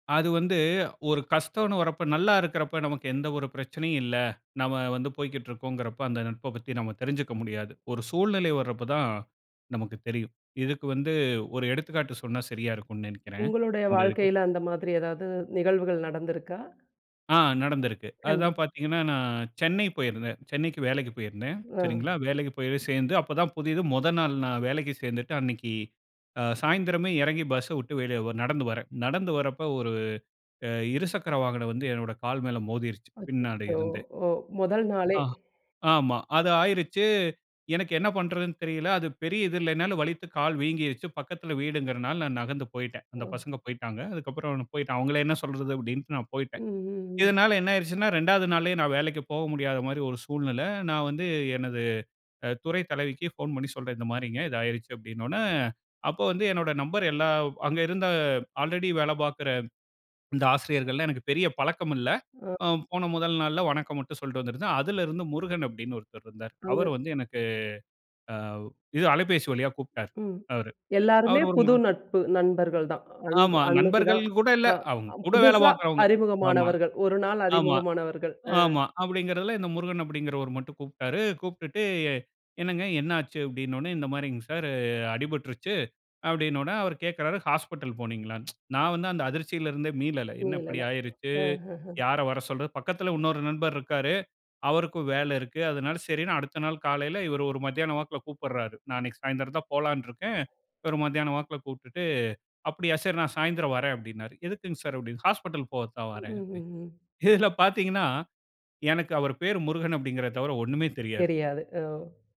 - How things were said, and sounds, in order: horn; in English: "ஆல்ரெடி"; tsk; other noise; laughing while speaking: "இதில பார்த்தீங்கன்னா"
- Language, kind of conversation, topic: Tamil, podcast, நட்பில் நம்பிக்கை எப்படி உருவாகிறது?
- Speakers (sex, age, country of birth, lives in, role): female, 35-39, India, India, host; male, 35-39, India, India, guest